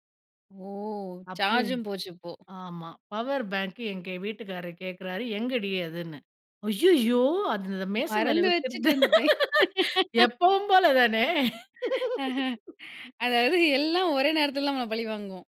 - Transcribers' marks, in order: in English: "பவர் பேங்க்"; laughing while speaking: "மறந்து வச்சிட்டு வந்துட்டேன்"; laughing while speaking: "அய்யயோ அந்த மேசை மேல வைக்கிறது எப்பவும் போல தானே"; laughing while speaking: "ஆஹ. அதாவது எல்லாம் ஒரே நேரத்தில தான் நம்மள பழிவாங்கும்"
- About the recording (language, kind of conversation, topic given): Tamil, podcast, ஒரு மறக்கமுடியாத பயணம் பற்றி சொல்லுங்க, அதிலிருந்து என்ன கற்றீங்க?